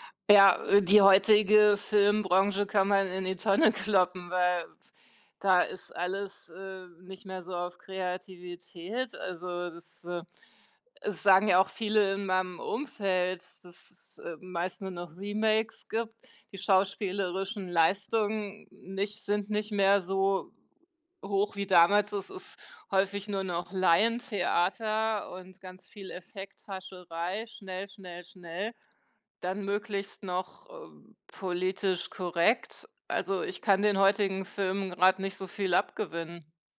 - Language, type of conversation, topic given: German, podcast, Welcher Film hat dich als Kind am meisten gefesselt?
- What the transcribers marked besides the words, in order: other background noise; laughing while speaking: "kloppen"